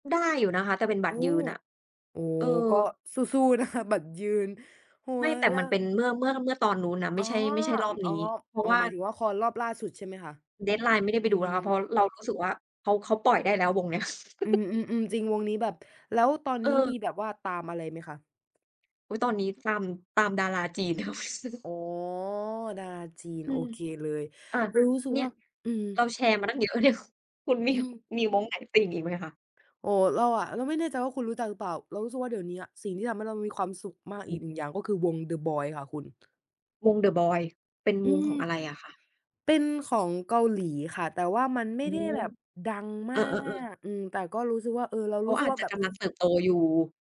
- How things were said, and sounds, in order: other background noise; tapping; giggle; unintelligible speech; chuckle; drawn out: "อ๋อ"; laughing while speaking: "คุณมี"; stressed: "มาก"
- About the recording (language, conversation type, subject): Thai, unstructured, อะไรคือสิ่งที่ทำให้คุณมีความสุขที่สุด?